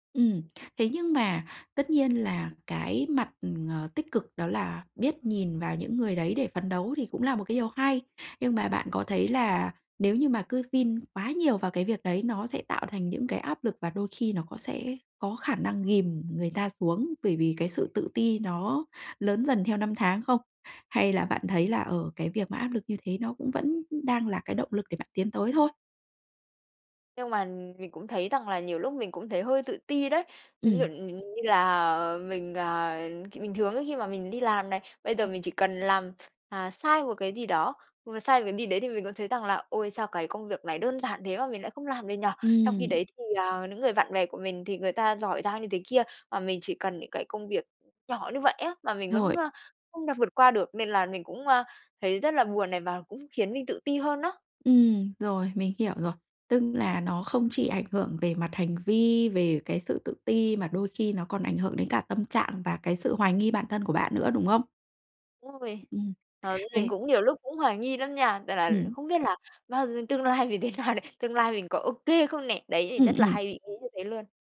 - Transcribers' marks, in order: tapping; other background noise; other street noise; laughing while speaking: "lai mình thế nào này?"
- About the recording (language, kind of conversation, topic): Vietnamese, advice, Làm sao để đối phó với ganh đua và áp lực xã hội?
- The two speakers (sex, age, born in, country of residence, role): female, 25-29, Vietnam, Vietnam, user; female, 35-39, Vietnam, Vietnam, advisor